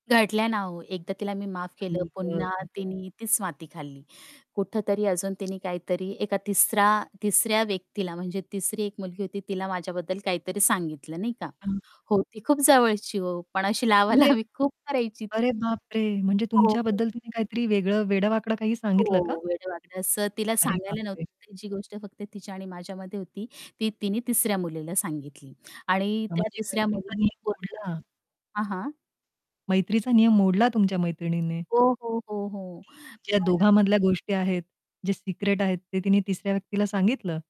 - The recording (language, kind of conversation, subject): Marathi, podcast, माफ करताना स्वतःची मर्यादा कशी ठेवाल?
- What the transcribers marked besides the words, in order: static; distorted speech; tapping; laughing while speaking: "लावालावी खूप करायची"; other background noise; unintelligible speech